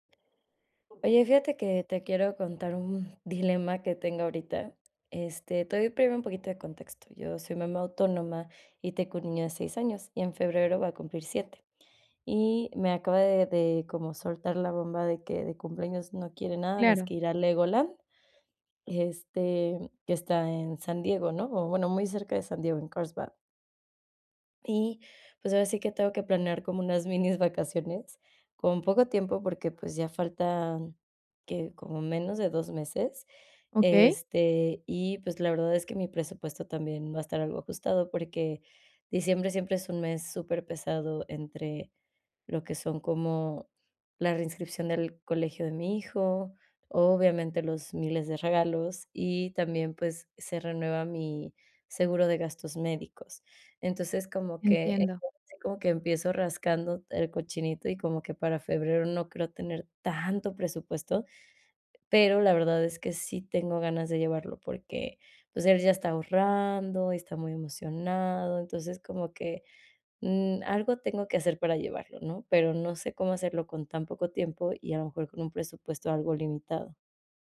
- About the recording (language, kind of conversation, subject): Spanish, advice, ¿Cómo puedo disfrutar de unas vacaciones con poco dinero y poco tiempo?
- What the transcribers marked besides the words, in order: other background noise; tapping; laughing while speaking: "minis"; stressed: "tanto"